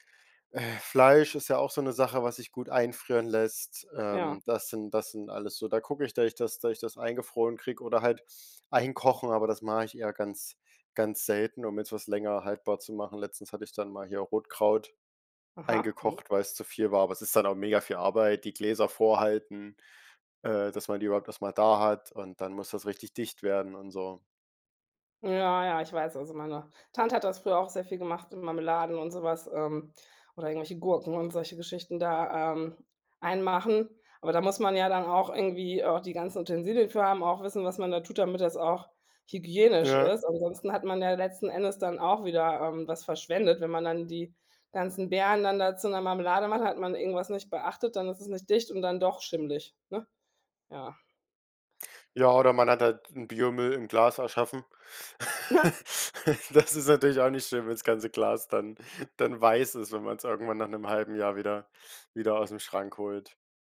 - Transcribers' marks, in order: other background noise; laugh; laughing while speaking: "Das ist natürlich"
- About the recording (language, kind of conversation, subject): German, podcast, Wie kann man Lebensmittelverschwendung sinnvoll reduzieren?
- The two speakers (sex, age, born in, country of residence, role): female, 40-44, Germany, Germany, host; male, 18-19, Germany, Germany, guest